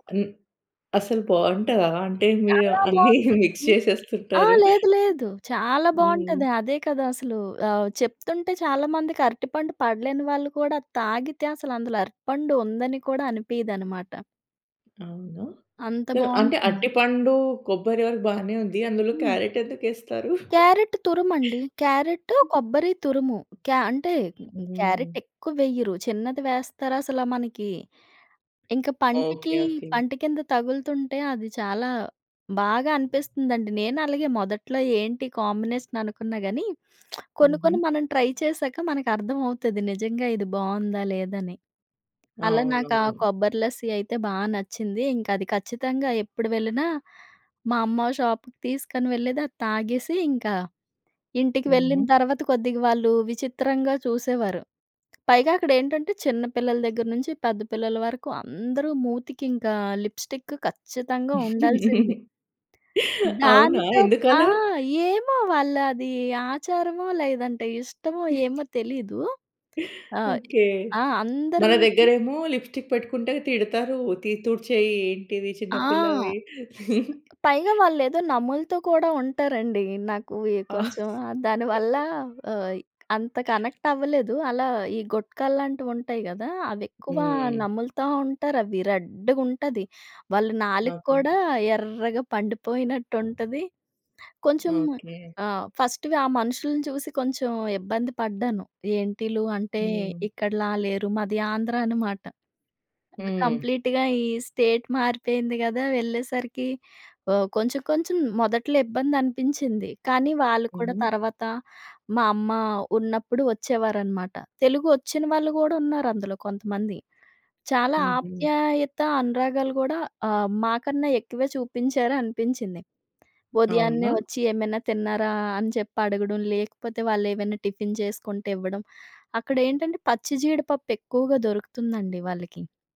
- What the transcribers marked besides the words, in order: laughing while speaking: "అన్నీ మిక్స్ చేసేస్తుంటారు"; in English: "మిక్స్"; in English: "సొ"; giggle; in English: "కాంబినేషన్"; other noise; in English: "ట్రై"; in English: "షాప్‌కి"; in English: "లిప్‌స్టిక్"; chuckle; giggle; tapping; in English: "లిప్‌స్టిక్"; other background noise; giggle; giggle; in English: "కనెక్ట్"; giggle; in English: "ఫస్ట్‌గా"; in English: "కంప్లీట్‌గా"; in English: "స్టేట్"; in English: "టిఫిన్"
- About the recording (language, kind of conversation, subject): Telugu, podcast, స్థానిక జనాలతో కలిసినప్పుడు మీకు గుర్తుండిపోయిన కొన్ని సంఘటనల కథలు చెప్పగలరా?